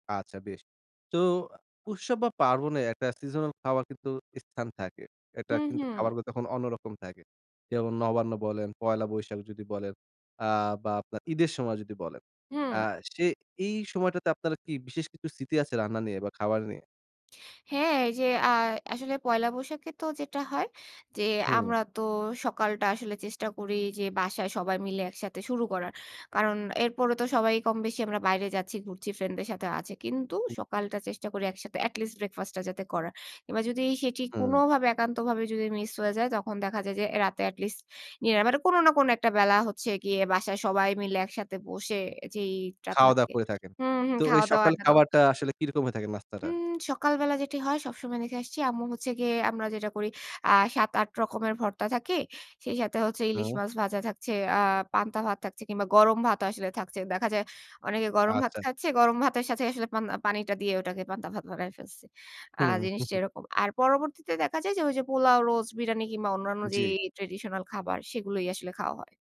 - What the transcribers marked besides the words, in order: in English: "at least breakfast"; chuckle
- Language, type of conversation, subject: Bengali, podcast, মৌসুমি খাবার আপনার স্থানীয় রান্নায় কীভাবে পরিবর্তন আনে?